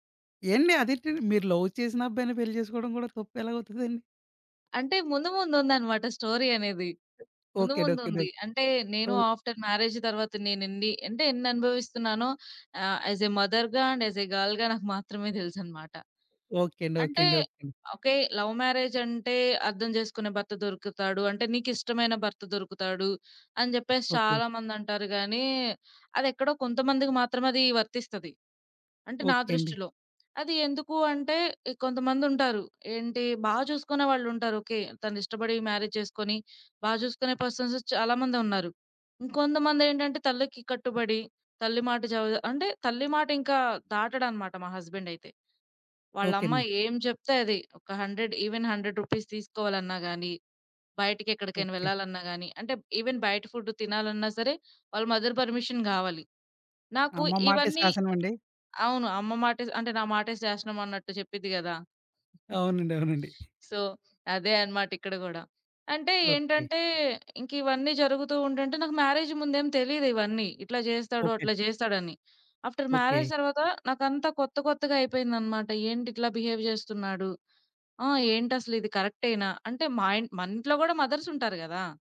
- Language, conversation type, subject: Telugu, podcast, ఒక చిన్న నిర్ణయం మీ జీవితాన్ని ఎలా మార్చిందో వివరించగలరా?
- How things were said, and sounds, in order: in English: "లవ్"; in English: "స్టోరీ"; other background noise; in English: "ఆఫ్టర్ మ్యారేజ్"; in English: "యాస్ ఎ మదర్‌గా అండ్ యాస్ ఎ గర్ల్‌గా"; in English: "లవ్ మ్యారేజ్"; in English: "మ్యారేజ్"; in English: "పర్సన్స్"; in English: "హండ్రెడ్ ఈవెన్ హండ్రెడ్ రూపీస్"; in English: "ఈవెన్"; in English: "ఫుడ్"; in English: "మదర్ పర్మిషన్"; tapping; giggle; in English: "సో"; giggle; in English: "మ్యారేజ్"; in English: "ఆఫ్టర్ మ్యారేజ్"; in English: "బిహేవ్"